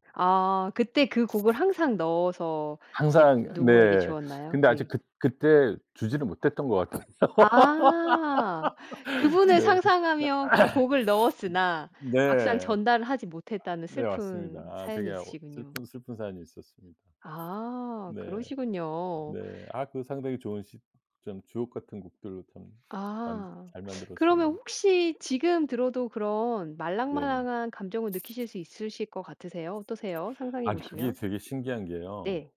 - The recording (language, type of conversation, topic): Korean, podcast, 음악을 처음으로 감정적으로 받아들였던 기억이 있나요?
- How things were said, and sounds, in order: other background noise; laughing while speaking: "같아요"; laugh; throat clearing; sniff; tapping